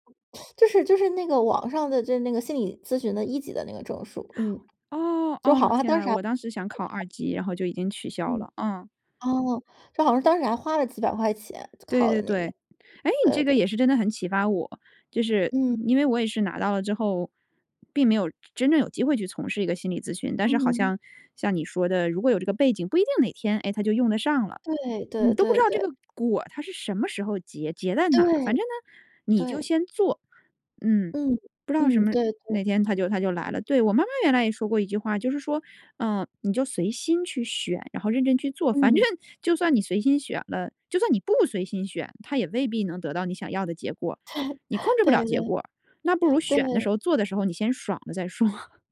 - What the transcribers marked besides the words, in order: teeth sucking; laughing while speaking: "反正"; laughing while speaking: "对"; chuckle; laughing while speaking: "再说"
- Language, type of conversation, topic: Chinese, podcast, 你觉得结局更重要，还是过程更重要？